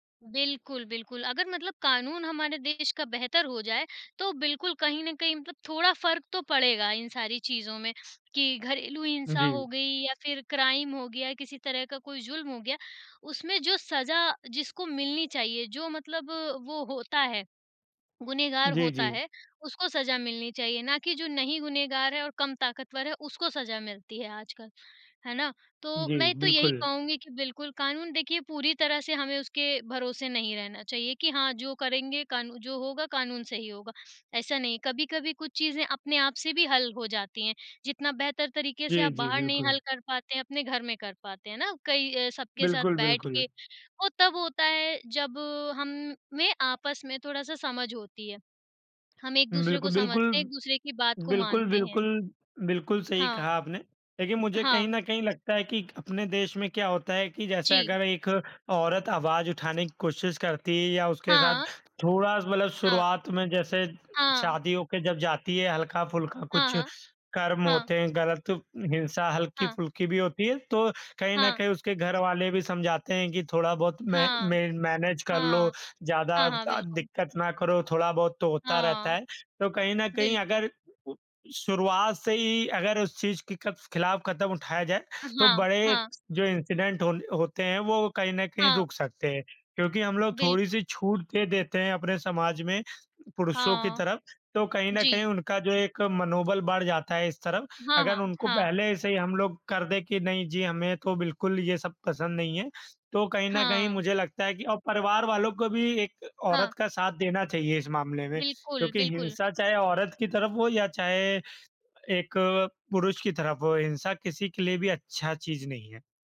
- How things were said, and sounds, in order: in English: "क्राइम"; tapping; in English: "मै मैनेज"; other background noise; in English: "इंसिडेंट"
- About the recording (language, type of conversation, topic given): Hindi, unstructured, क्या घरेलू हिंसा को रोकने में मौजूदा कानून प्रभावी हैं?
- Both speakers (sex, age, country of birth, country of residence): female, 40-44, India, India; male, 25-29, India, India